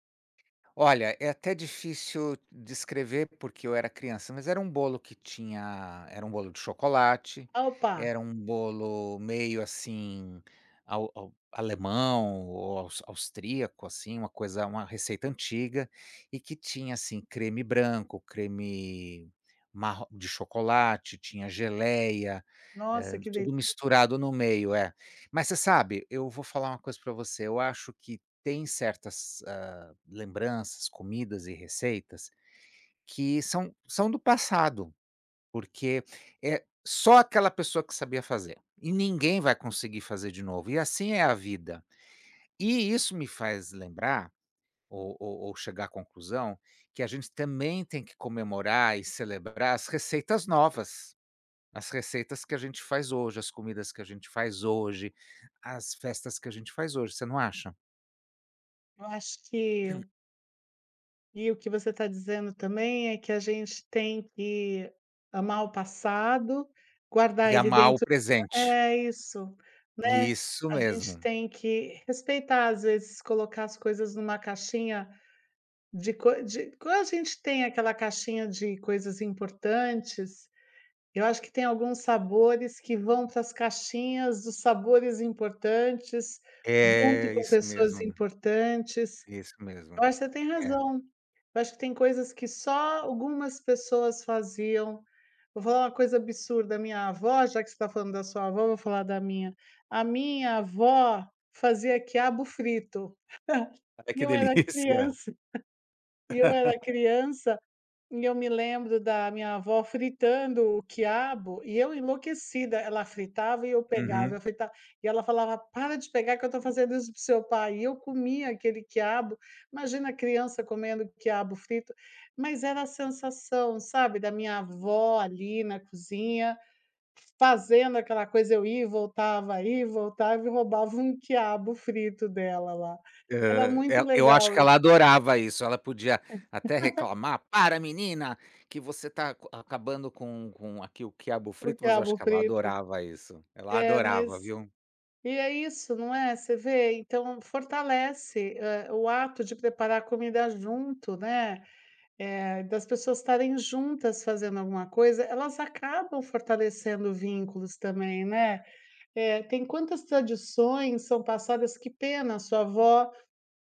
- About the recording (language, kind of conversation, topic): Portuguese, unstructured, Você já percebeu como a comida une as pessoas em festas e encontros?
- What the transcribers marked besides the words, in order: other background noise; throat clearing; tapping; chuckle; laughing while speaking: "E eu era criança"; laughing while speaking: "que delícia"; laugh; unintelligible speech; laugh; put-on voice: "para menina"